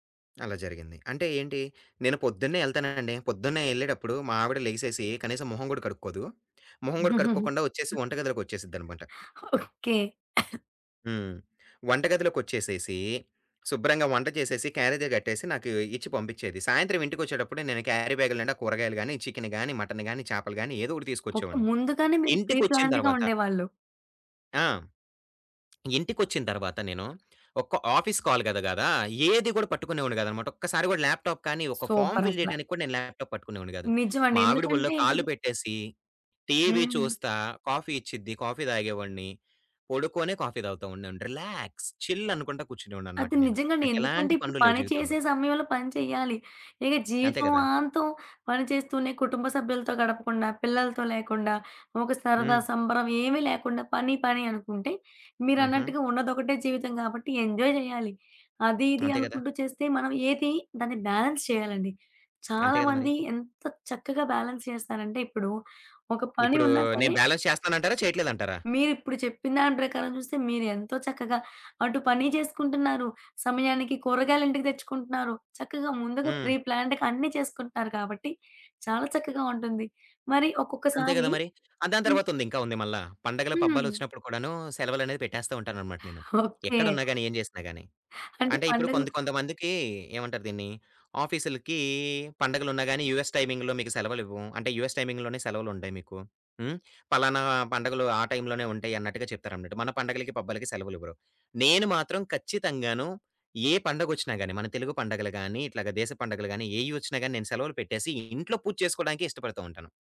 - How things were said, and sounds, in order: other background noise; giggle; cough; in English: "క్యారీ"; in English: "ప్రీ ప్లాన్‌డ్‌గా"; tapping; in English: "ఆఫీస్ కాల్"; in English: "ల్యాప్‌టాప్"; in English: "ఫార్మ్ ఫిల్"; in English: "ల్యాప్‌టాప్"; in English: "టీవీ"; in English: "కాఫీ"; in English: "కాఫీ"; in English: "కాఫీ"; in English: "రిలాక్స్ చిల్"; in English: "ఎంజాయ్"; in English: "బ్యాలెన్స్"; in English: "బ్యాలెన్స్"; in English: "బ్యాలన్స్"; in English: "ప్రీ ప్లాన్‌డ్‌గా"; in English: "యూఎస్ టైమింగ్‌లో"; in English: "యూఎస్ టైమింగ్‌లోనే"
- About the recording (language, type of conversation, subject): Telugu, podcast, పని-జీవిత సమతుల్యాన్ని మీరు ఎలా నిర్వహిస్తారు?
- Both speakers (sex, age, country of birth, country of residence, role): female, 20-24, India, India, host; male, 25-29, India, Finland, guest